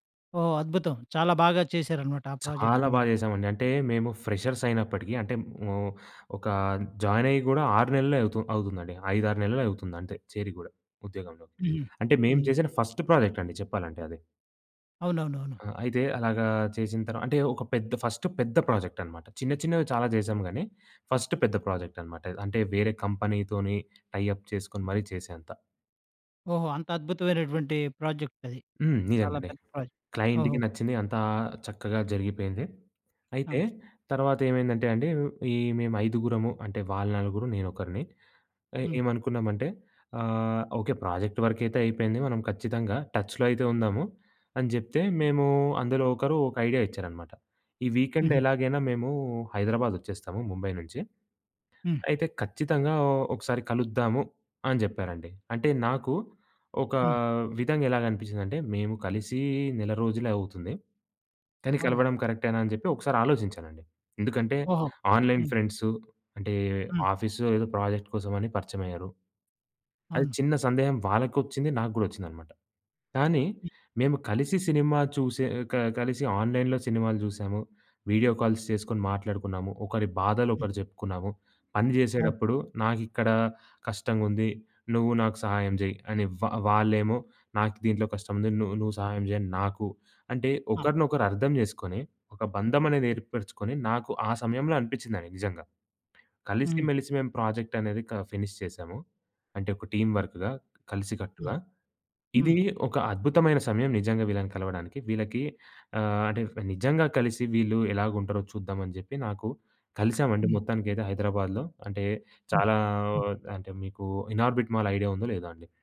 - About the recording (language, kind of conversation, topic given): Telugu, podcast, నీవు ఆన్‌లైన్‌లో పరిచయం చేసుకున్న మిత్రులను ప్రత్యక్షంగా కలవాలని అనిపించే క్షణం ఎప్పుడు వస్తుంది?
- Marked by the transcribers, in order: in English: "ప్రాజెక్ట్‌ని"; tapping; in English: "ఫస్ట్"; in English: "ఫస్ట్"; in English: "ఫస్ట్"; in English: "కంపెనీతోని టైఅప్"; other background noise; lip smack; in English: "ప్రాజెక్ట్"; in English: "క్లయింట్‌కి"; in English: "ప్రాజెక్ట్"; in English: "టచ్‌లో"; in English: "వీకెండ్"; in English: "ఆన్‌లైన్ ఫ్రెండ్స్"; in English: "ఆఫీస్‌లో"; in English: "ప్రాజెక్ట్"; lip smack; in English: "ఆన్‌లైన్‌లో"; in English: "వీడియో కాల్స్"; in English: "ఫినిష్"; door; in English: "టీమ్ వర్క్‌గా"